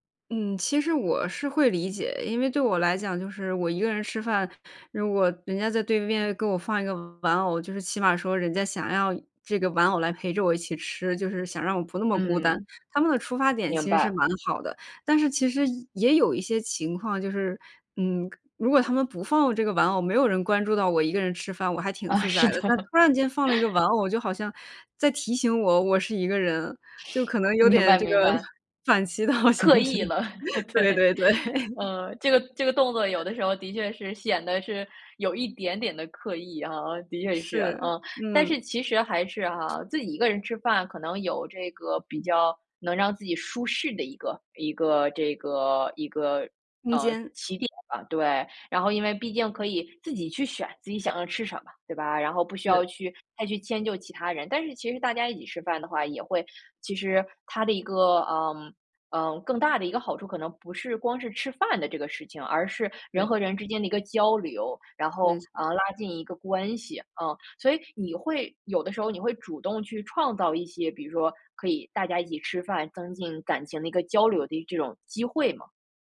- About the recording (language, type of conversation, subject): Chinese, podcast, 你能聊聊一次大家一起吃饭时让你觉得很温暖的时刻吗？
- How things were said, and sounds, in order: laughing while speaking: "啊，是的"; laugh; other noise; laughing while speaking: "明白 明白"; laughing while speaking: "反其道而行之。对 对 对"; laugh; laughing while speaking: "对"; laugh; other background noise